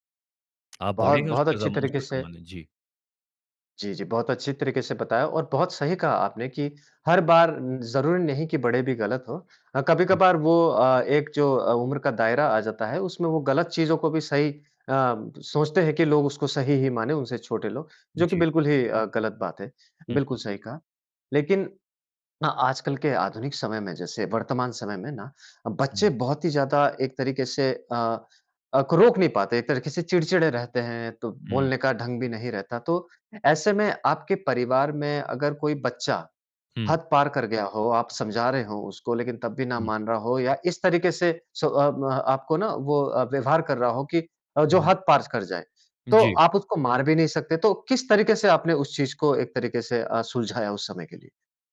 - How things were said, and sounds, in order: tapping
- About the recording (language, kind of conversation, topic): Hindi, podcast, कोई बार-बार आपकी हद पार करे तो आप क्या करते हैं?
- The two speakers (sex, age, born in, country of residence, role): male, 25-29, India, India, guest; male, 30-34, India, India, host